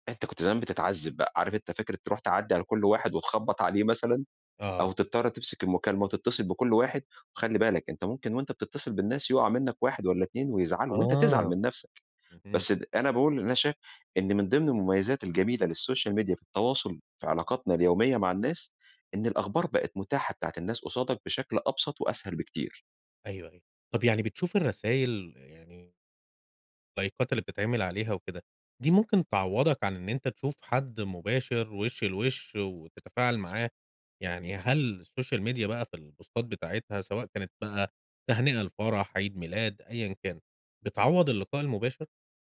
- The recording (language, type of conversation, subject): Arabic, podcast, إيه دور السوشيال ميديا في علاقاتك اليومية؟
- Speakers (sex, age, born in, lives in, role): male, 35-39, Egypt, Egypt, host; male, 45-49, Egypt, Egypt, guest
- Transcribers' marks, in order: in English: "للسوشيال ميديا"; in English: "لايكات"; in English: "السوشيال ميديا"; in English: "البوستات"